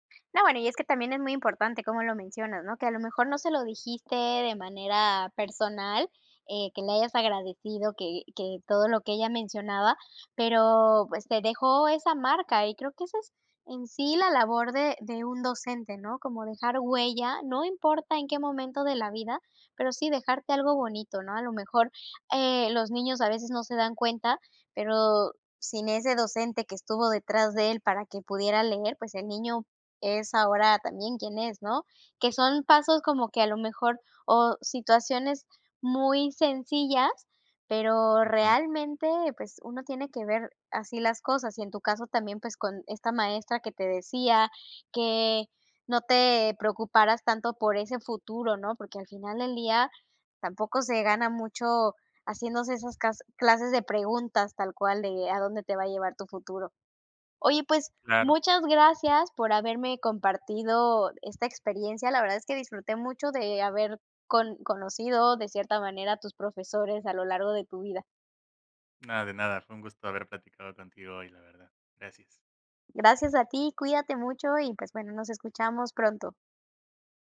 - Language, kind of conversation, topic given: Spanish, podcast, ¿Qué profesor influyó más en ti y por qué?
- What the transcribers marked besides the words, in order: tapping